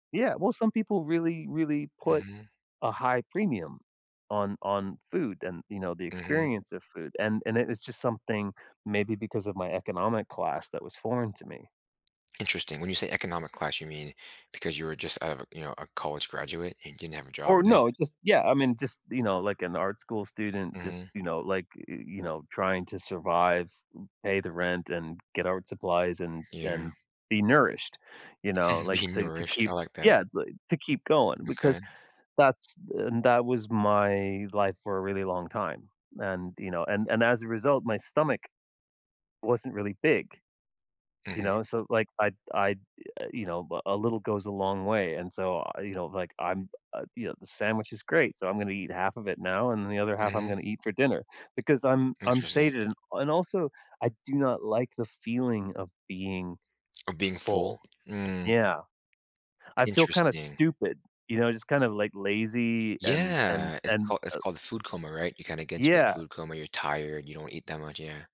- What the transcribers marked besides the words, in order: other background noise; chuckle
- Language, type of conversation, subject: English, unstructured, How should I handle my surprising little food rituals around others?